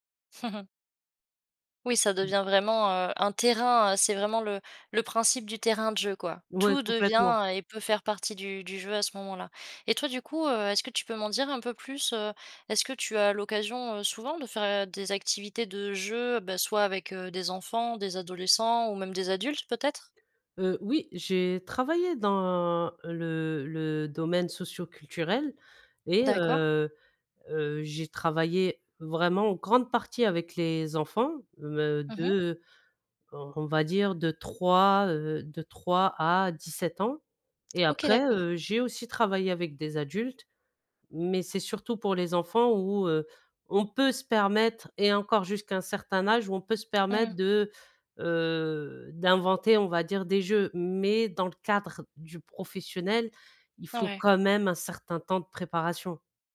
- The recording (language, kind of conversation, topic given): French, podcast, Comment fais-tu pour inventer des jeux avec peu de moyens ?
- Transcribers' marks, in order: chuckle; unintelligible speech; other background noise